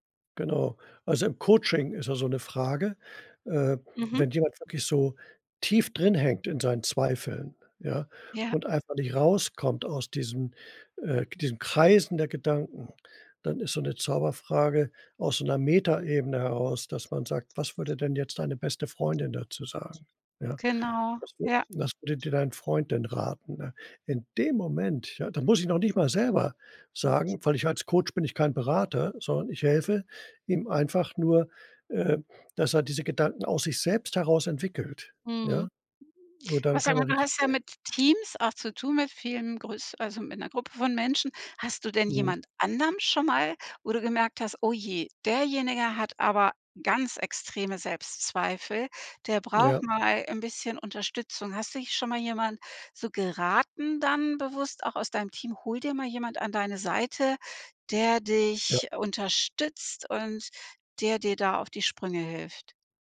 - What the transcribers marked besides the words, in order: stressed: "Kreisen"; unintelligible speech; unintelligible speech; stressed: "anderem"; other background noise
- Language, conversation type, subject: German, podcast, Wie gehst du mit Selbstzweifeln um?